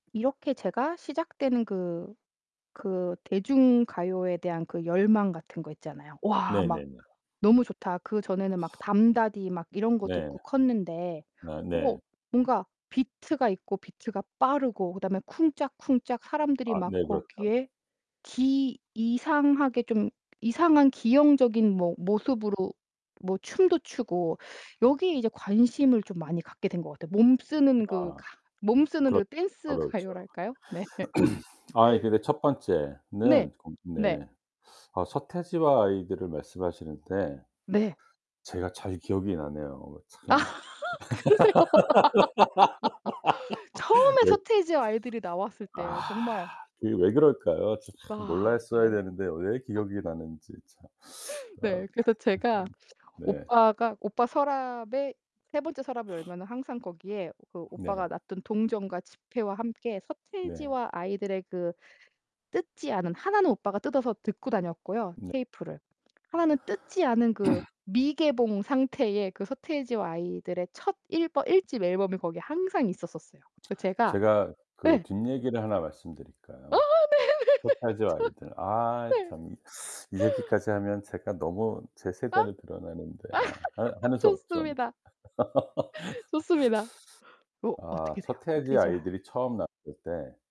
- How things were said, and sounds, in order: other background noise; distorted speech; throat clearing; laughing while speaking: "네"; laugh; laugh; laughing while speaking: "그러세요"; laugh; sniff; throat clearing; laughing while speaking: "어어 네네네. 좋아. 네"; laugh; laugh
- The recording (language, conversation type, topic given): Korean, podcast, 어릴 때 가장 좋아하던 노래는 무엇인가요?